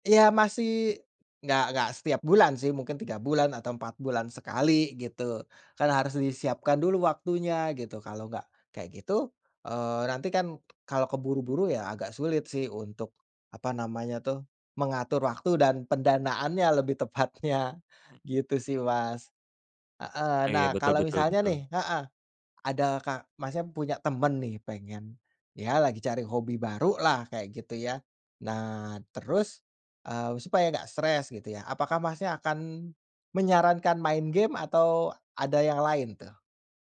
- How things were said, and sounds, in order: tapping; laughing while speaking: "tepatnya"
- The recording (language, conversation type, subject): Indonesian, unstructured, Bagaimana hobimu membantumu melepas stres sehari-hari?